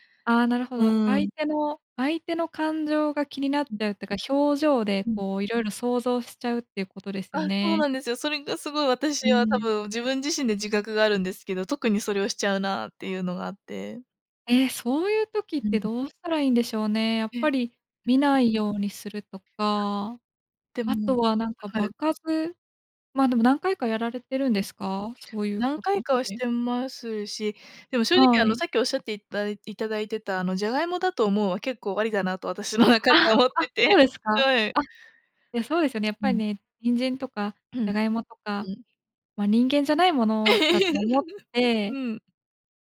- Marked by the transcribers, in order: other background noise; other noise; laughing while speaking: "私の中では思ってて"; throat clearing; laugh
- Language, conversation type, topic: Japanese, advice, 人前で話すと強い緊張で頭が真っ白になるのはなぜですか？